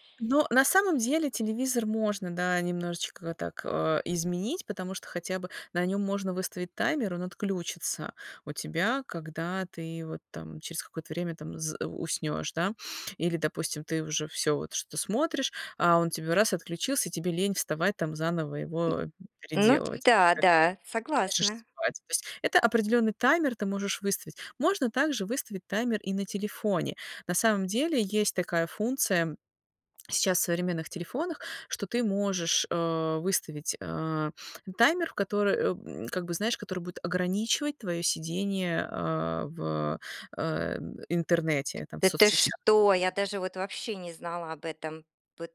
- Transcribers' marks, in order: none
- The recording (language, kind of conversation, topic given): Russian, advice, Как сократить экранное время перед сном, чтобы быстрее засыпать и лучше высыпаться?